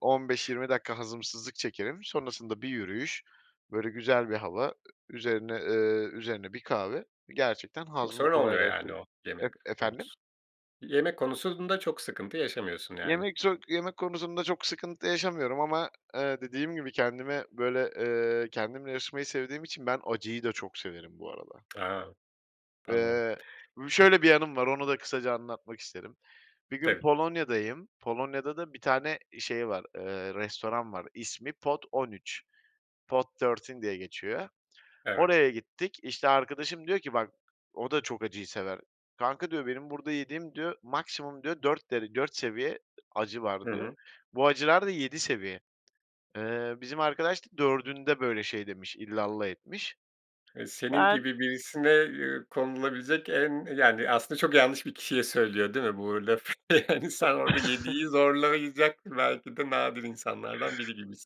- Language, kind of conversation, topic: Turkish, podcast, Vücudunun sınırlarını nasıl belirlersin ve ne zaman “yeter” demen gerektiğini nasıl öğrenirsin?
- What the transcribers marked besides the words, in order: other background noise; in English: "thirteen"; chuckle; unintelligible speech; chuckle